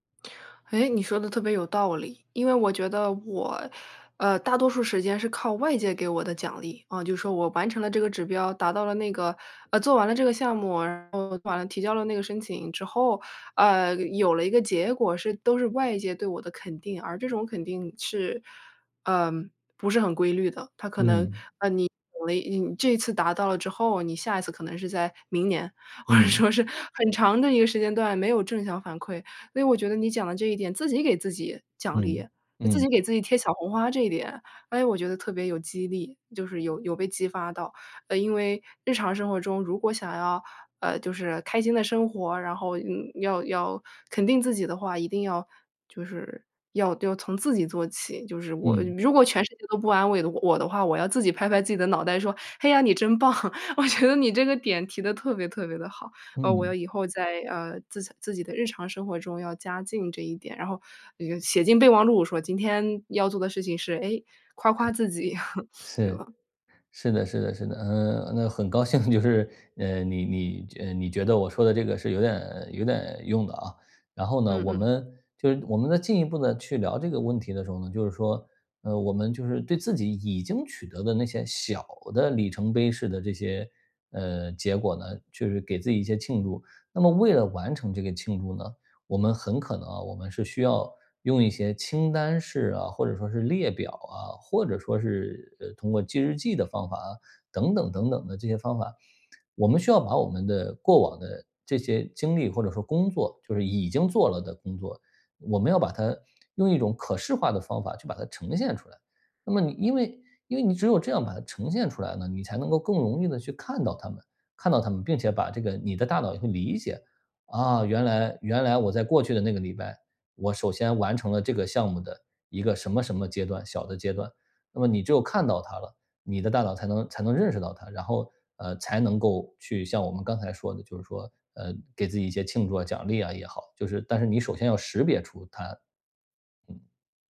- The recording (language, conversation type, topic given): Chinese, advice, 我总是只盯着终点、忽视每一点进步，该怎么办？
- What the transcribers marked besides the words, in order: tapping; unintelligible speech; laughing while speaking: "或者说是"; laughing while speaking: "棒。我觉得"; chuckle